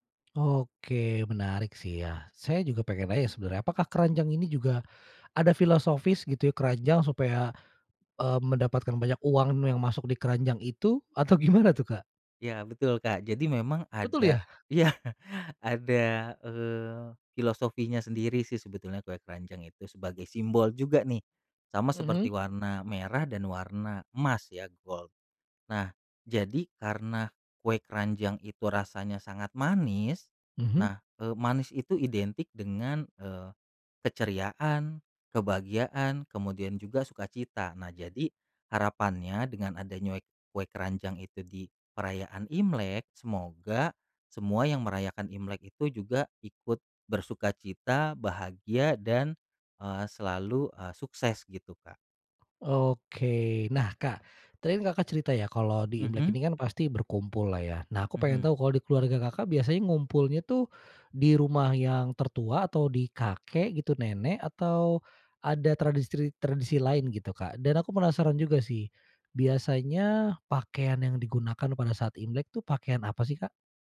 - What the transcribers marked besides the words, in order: other background noise; laughing while speaking: "gimana"; laughing while speaking: "iya"; in English: "gold"
- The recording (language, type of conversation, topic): Indonesian, podcast, Ceritakan tradisi keluarga apa yang diwariskan dari generasi ke generasi dalam keluargamu?